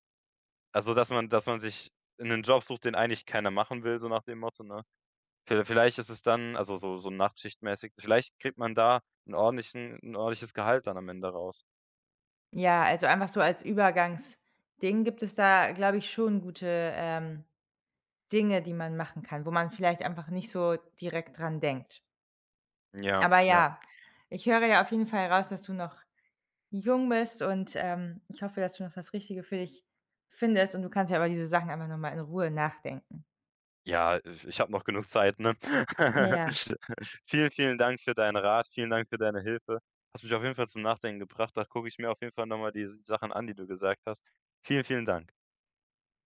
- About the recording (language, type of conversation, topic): German, advice, Worauf sollte ich meine Aufmerksamkeit richten, wenn meine Prioritäten unklar sind?
- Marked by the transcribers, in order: laugh